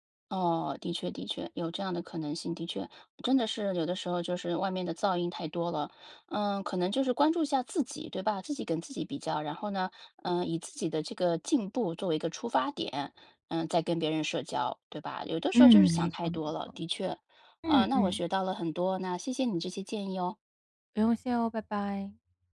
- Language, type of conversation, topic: Chinese, advice, 和别人比较后开始怀疑自己的价值，我该怎么办？
- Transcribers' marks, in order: none